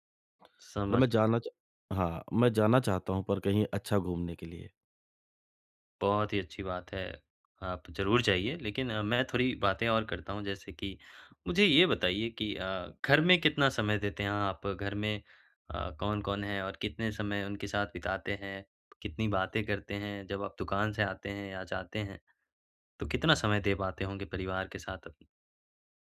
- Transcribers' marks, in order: none
- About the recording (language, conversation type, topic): Hindi, advice, यात्रा या सप्ताहांत के दौरान मैं अपनी दिनचर्या में निरंतरता कैसे बनाए रखूँ?